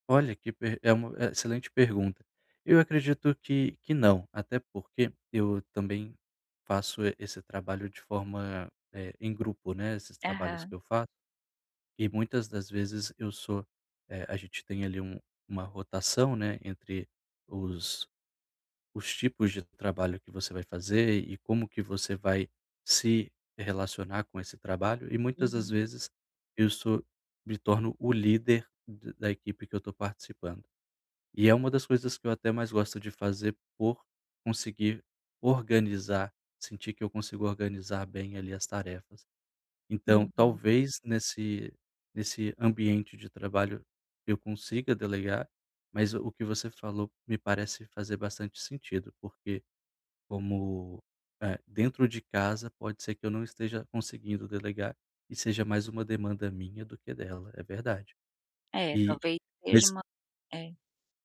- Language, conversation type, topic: Portuguese, advice, Como posso bloquear interrupções e manter o estado de fluxo durante o trabalho profundo?
- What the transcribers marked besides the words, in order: none